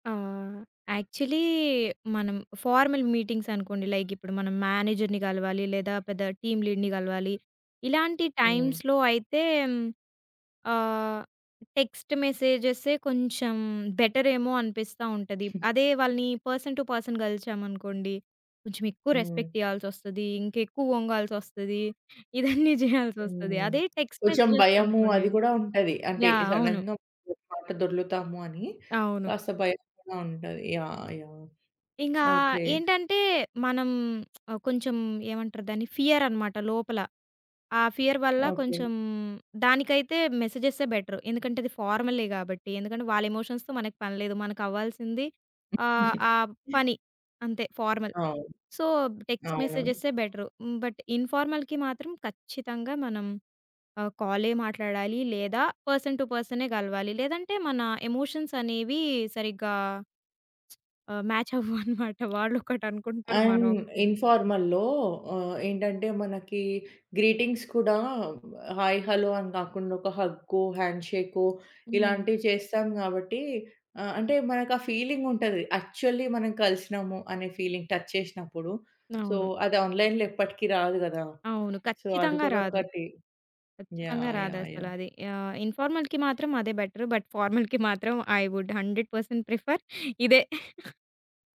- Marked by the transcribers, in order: in English: "యాక్చువలీ"; in English: "ఫార్మల్ మీటింగ్స్"; in English: "మేనేజర్‌ని"; in English: "టీమ్ లీడ్‌ని"; in English: "టైమ్స్‌లో"; in English: "టెక్స్ట్"; in English: "బెటరేమో"; in English: "పర్సన్ టు పర్సన్"; chuckle; other background noise; in English: "రెస్పెక్ట్"; laughing while speaking: "ఇదన్నీ జేయాల్సొస్తది"; tapping; in English: "టెక్స్ట్ మెసేజెస్"; in English: "సడెన్‌గా"; lip smack; in English: "ఫియర్"; in English: "ఫియర్"; in English: "బెటర్"; in English: "ఎమోషన్స్‌తో"; chuckle; in English: "ఫార్మల్. సో, టెక్స్ట్"; in English: "బట్ ఇన్ఫార్మల్‌కి"; in English: "పర్సన్ టు పర్సనే"; in English: "ఎమోషన్స్"; laughing while speaking: "మ్యాచ్ అవ్వవన్నమాట. వాళ్ళు ఒకటనుకుంటారు. మనమొకటి అనుకుంటాం"; in English: "మ్యాచ్"; in English: "అండ్, ఇన్ఫార్మల్‌లో"; in English: "గ్రీటింగ్స్"; in English: "ఫీలింగ్"; in English: "యాక్చువల్లీ"; in English: "ఫీలింగ్, టచ్"; in English: "సో"; in English: "ఆన్‌లైన్‌లో"; in English: "సో"; in English: "ఇన్ఫార్మల్‌కి"; in English: "బట్ ఫార్మల్‌కి"; in English: "ఐ వుడ్ హండ్రెడ్ పర్సెంట్ ప్రిఫర్"; chuckle
- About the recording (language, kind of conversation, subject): Telugu, podcast, ఆన్‌లైన్ సమావేశంలో పాల్గొనాలా, లేక ప్రత్యక్షంగా వెళ్లాలా అని మీరు ఎప్పుడు నిర్ణయిస్తారు?